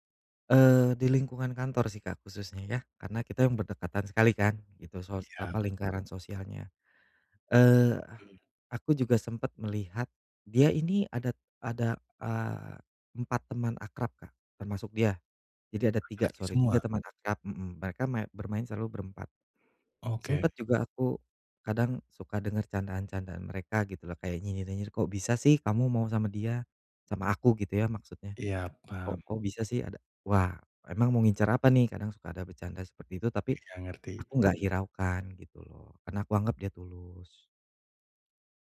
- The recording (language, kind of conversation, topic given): Indonesian, advice, Bagaimana cara membangun kembali harapan pada diri sendiri setelah putus?
- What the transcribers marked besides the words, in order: none